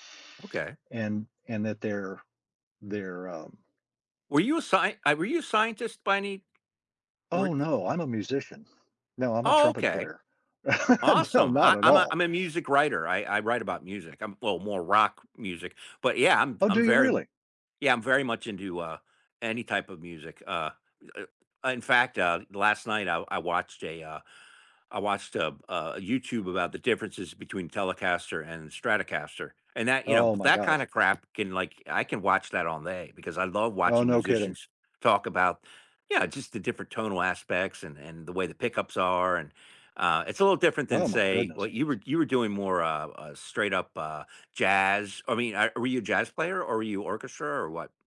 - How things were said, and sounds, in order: tapping; chuckle; other background noise
- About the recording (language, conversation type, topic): English, unstructured, In what ways does exploring space shape our ideas about the future?
- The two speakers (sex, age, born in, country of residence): male, 50-54, United States, United States; male, 70-74, United States, United States